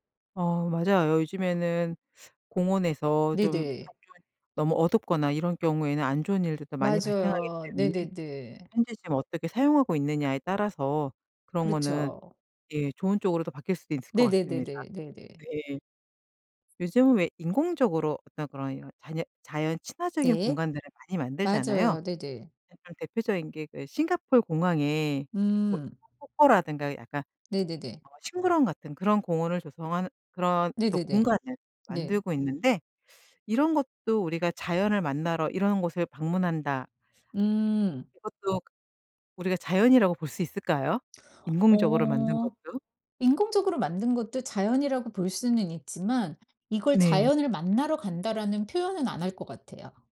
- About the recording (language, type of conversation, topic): Korean, podcast, 도시에서 자연을 만나려면 어떻게 하시나요?
- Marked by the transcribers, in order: unintelligible speech; other background noise; tapping